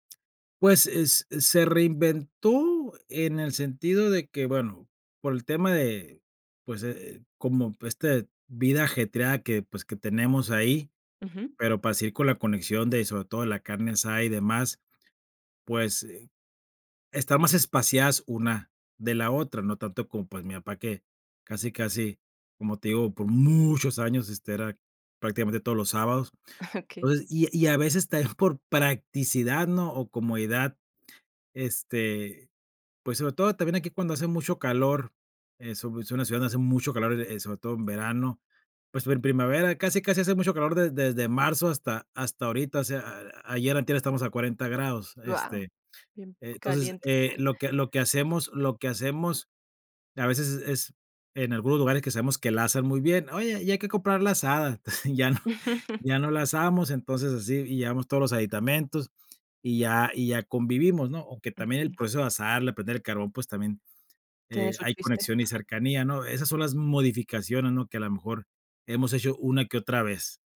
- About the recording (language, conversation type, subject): Spanish, podcast, ¿Qué papel juega la comida en tu identidad familiar?
- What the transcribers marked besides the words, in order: drawn out: "muchos"; giggle; other noise; giggle; chuckle; other background noise